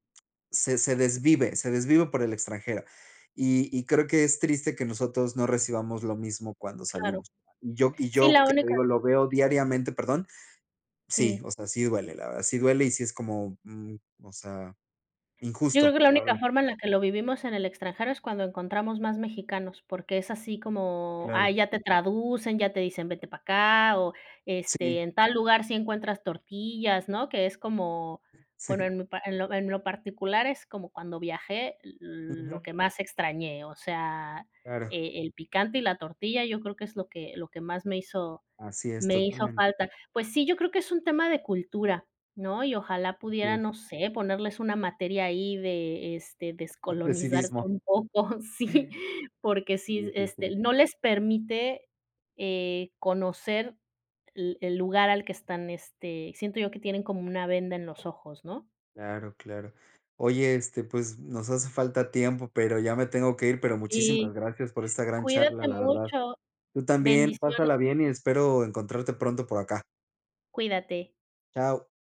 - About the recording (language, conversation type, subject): Spanish, unstructured, ¿qué opinas de los turistas que no respetan las culturas locales?
- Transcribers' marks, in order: laughing while speaking: "Sí"; other background noise; laughing while speaking: "sí"